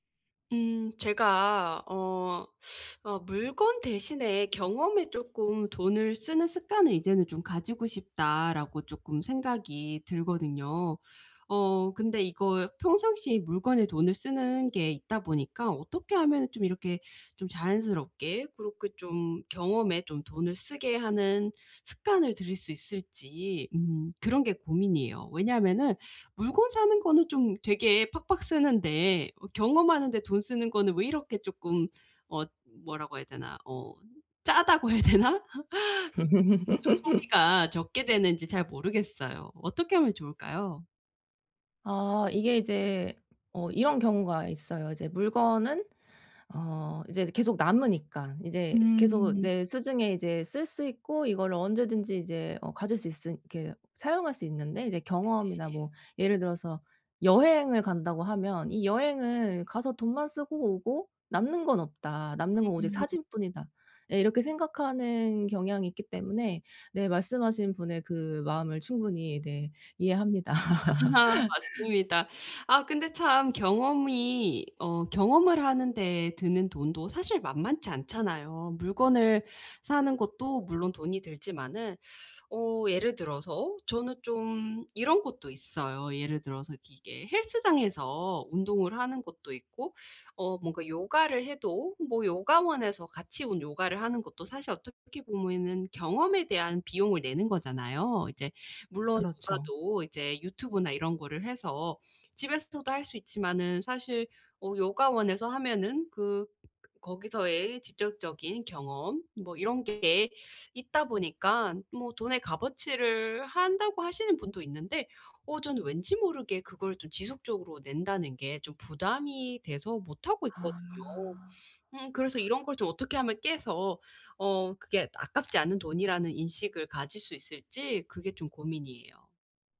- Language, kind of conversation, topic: Korean, advice, 물건보다 경험을 우선하는 소비습관
- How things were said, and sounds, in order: other background noise; laughing while speaking: "해야 되나?"; laugh; tapping; laughing while speaking: "아"; laugh